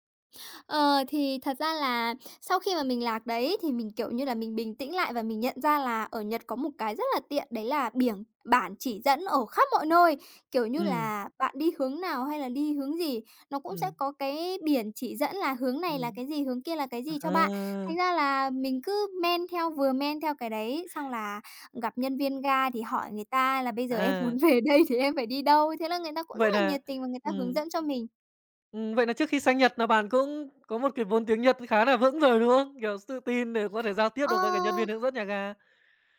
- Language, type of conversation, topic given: Vietnamese, podcast, Bạn có thể kể về một lần bạn bất ngờ trước văn hóa địa phương không?
- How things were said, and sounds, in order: tapping; laughing while speaking: "muốn về đây thì"; other background noise